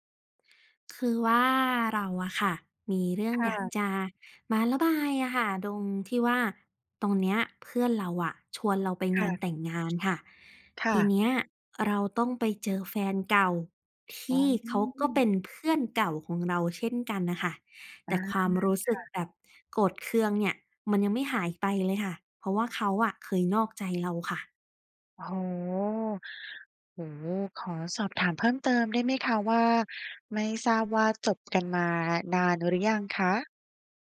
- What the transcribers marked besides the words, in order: none
- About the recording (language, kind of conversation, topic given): Thai, advice, อยากเป็นเพื่อนกับแฟนเก่า แต่ยังทำใจไม่ได้ ควรทำอย่างไร?